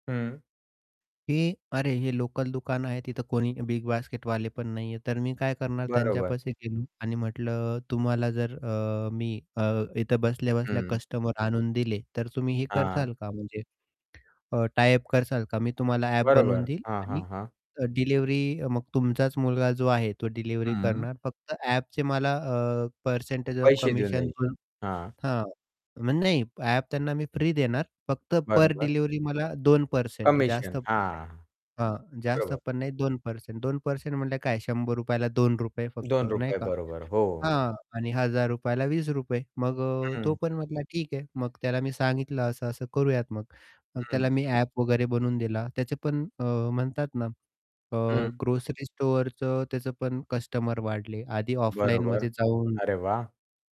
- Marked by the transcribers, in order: static; "कराल" said as "करताल"; other background noise; in English: "पर्सेंटेज ऑफ कमिशन"; unintelligible speech; distorted speech; in English: "कमिशन"; tapping; in English: "ग्रोसरी"
- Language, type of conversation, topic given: Marathi, podcast, तुम्ही नवीन कल्पना कशा शोधता?